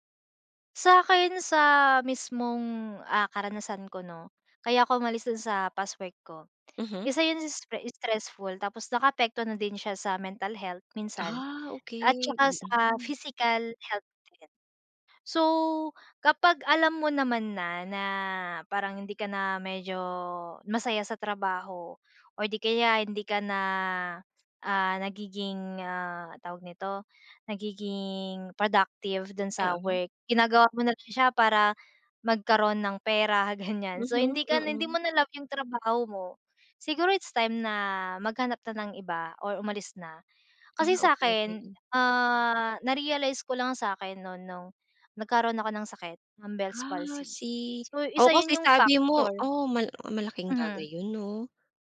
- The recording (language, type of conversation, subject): Filipino, podcast, Paano mo pinipili ang trabahong papasukan o karerang tatahakin mo?
- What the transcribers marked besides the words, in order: tapping; laughing while speaking: "ganyan"